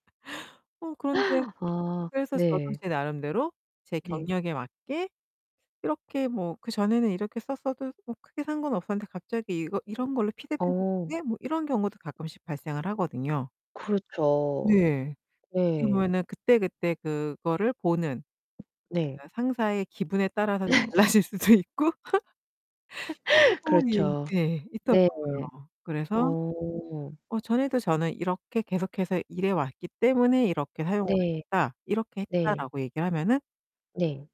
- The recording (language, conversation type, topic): Korean, podcast, 피드백을 받을 때 보통 어떻게 대응하시나요?
- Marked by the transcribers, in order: other background noise; static; distorted speech; tapping; laughing while speaking: "달라질 수도 있고"; laugh